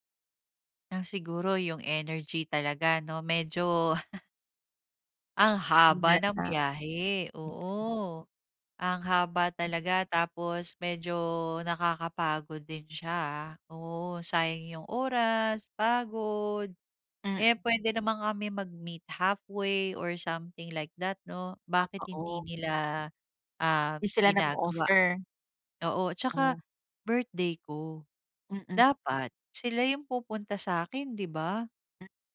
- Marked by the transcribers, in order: laugh; unintelligible speech; other background noise; tapping
- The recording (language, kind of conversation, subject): Filipino, advice, Paano ako magtatakda ng personal na hangganan sa mga party?